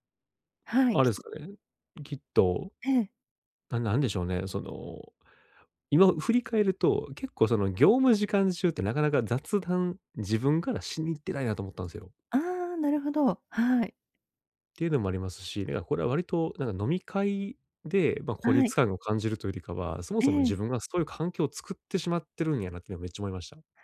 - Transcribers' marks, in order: none
- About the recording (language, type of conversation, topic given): Japanese, advice, 集まりでいつも孤立してしまうのですが、どうすれば自然に交流できますか？